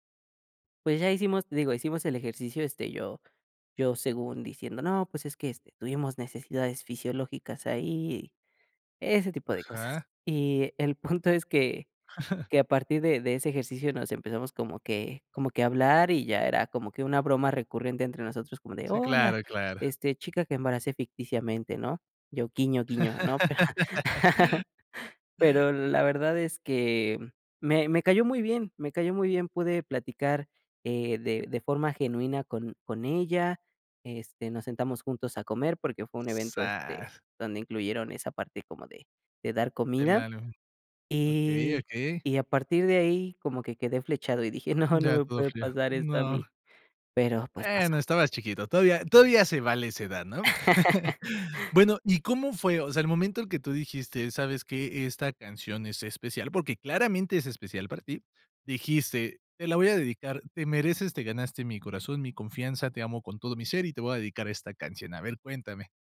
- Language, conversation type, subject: Spanish, podcast, ¿Qué canción te transporta a tu primer amor?
- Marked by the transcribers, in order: chuckle; laugh; laugh; laugh; chuckle